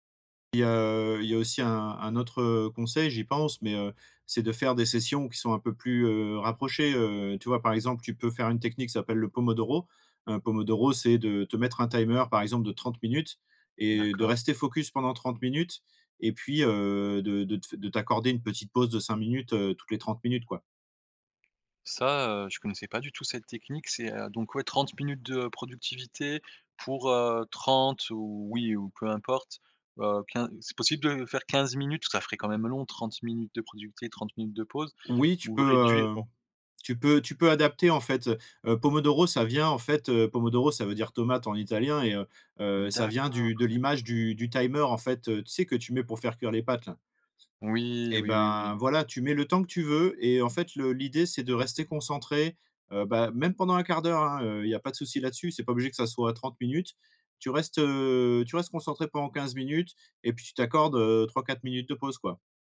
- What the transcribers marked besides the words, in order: tapping; stressed: "D'accord"
- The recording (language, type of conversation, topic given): French, advice, Comment puis-je réduire les notifications et les distractions numériques pour rester concentré ?